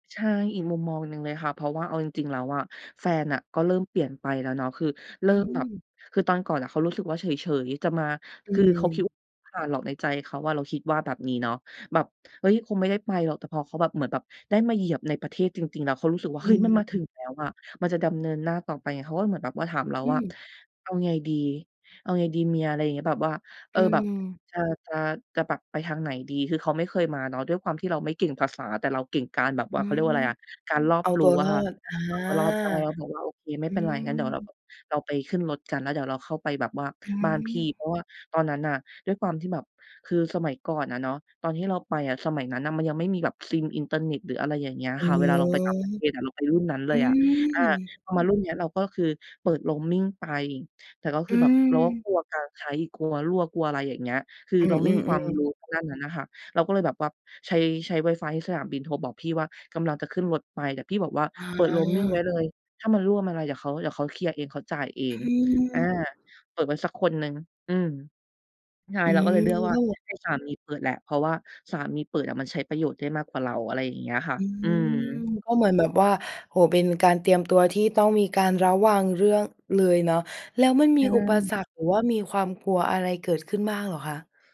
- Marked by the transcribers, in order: drawn out: "อ๋อ อืม"; in English: "Roaming"; in English: "Roaming"
- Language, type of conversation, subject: Thai, podcast, การเดินทางครั้งไหนที่ทำให้คุณมองโลกเปลี่ยนไปบ้าง?